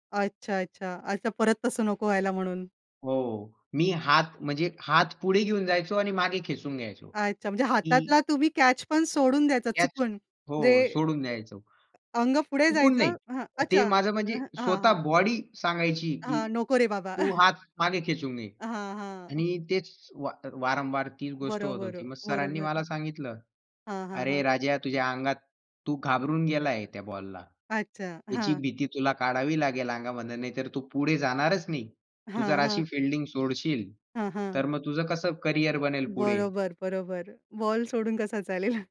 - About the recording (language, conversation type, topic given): Marathi, podcast, भीतीवर मात करायची असेल तर तुम्ही काय करता?
- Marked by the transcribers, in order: tapping; chuckle; chuckle